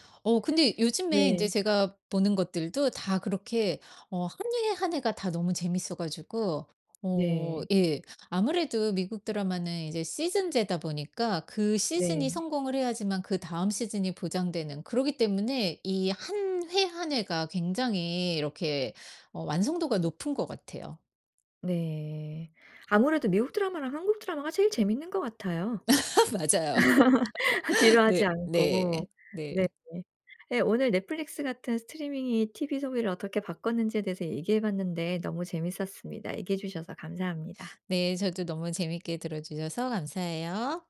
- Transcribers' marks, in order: tapping; other background noise; laugh; in English: "스트리밍이"
- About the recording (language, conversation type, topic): Korean, podcast, 넷플릭스 같은 스트리밍 서비스가 TV 시청 방식을 어떻게 바꿨다고 생각하시나요?